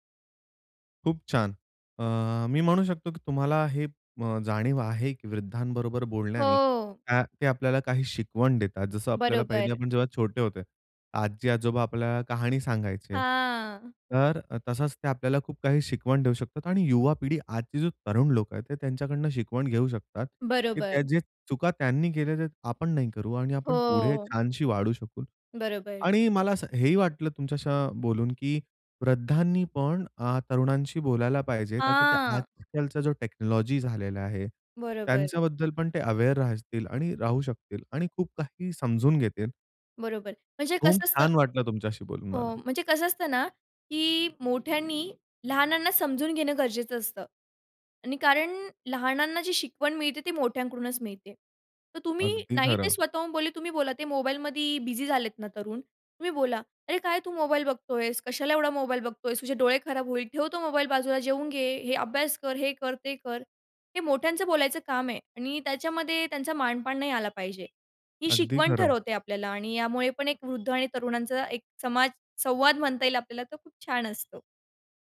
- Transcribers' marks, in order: drawn out: "हां"; in English: "टेक्नॉलॉजी"; other background noise; horn; tapping
- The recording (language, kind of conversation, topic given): Marathi, podcast, वृद्ध आणि तरुण यांचा समाजातील संवाद तुमच्या ठिकाणी कसा असतो?